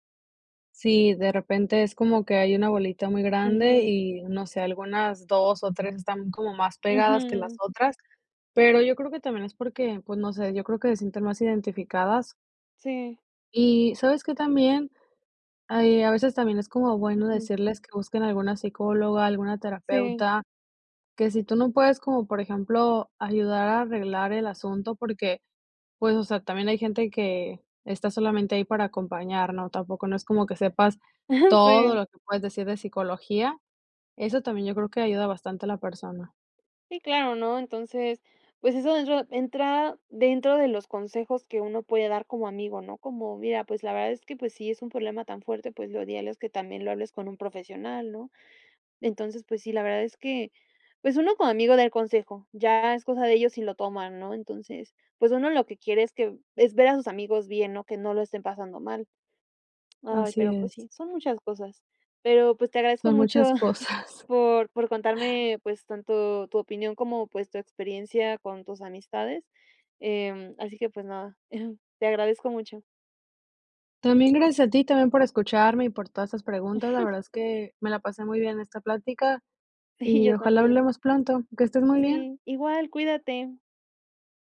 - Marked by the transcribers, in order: laughing while speaking: "Ajá"; tapping; laughing while speaking: "cosas"; laugh; laugh; laugh; laughing while speaking: "Yo también"
- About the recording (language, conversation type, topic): Spanish, podcast, ¿Cómo ayudas a un amigo que está pasándolo mal?